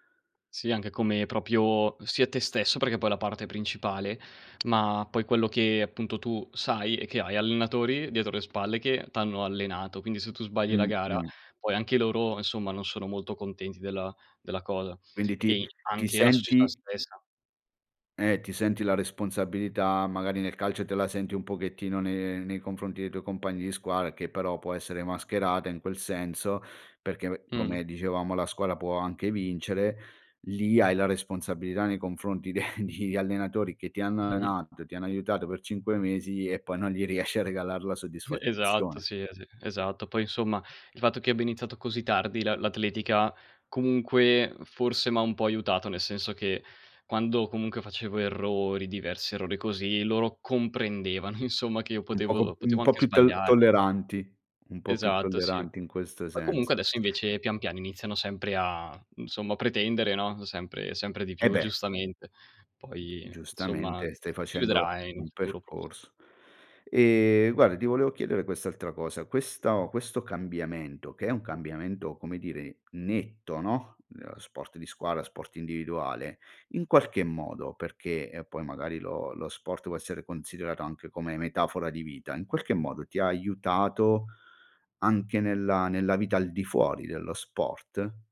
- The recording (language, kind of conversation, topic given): Italian, podcast, Quando ti è capitato che un errore si trasformasse in un’opportunità?
- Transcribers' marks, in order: "proprio" said as "propio"; tapping; laughing while speaking: "de"; chuckle; laughing while speaking: "insomma"; other background noise